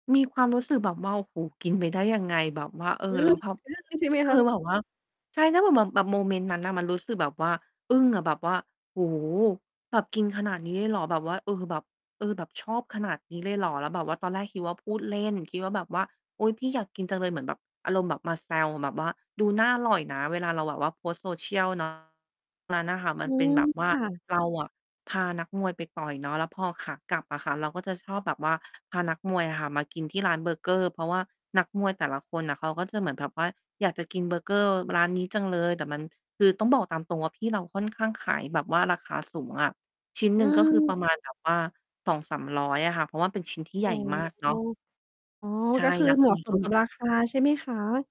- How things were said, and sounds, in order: distorted speech; tapping
- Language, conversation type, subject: Thai, podcast, เวลาไปรวมญาติ คุณชอบเอาอะไรไปแบ่งกันกินบ้าง?
- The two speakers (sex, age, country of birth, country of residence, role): female, 30-34, Thailand, Thailand, guest; female, 35-39, Thailand, Thailand, host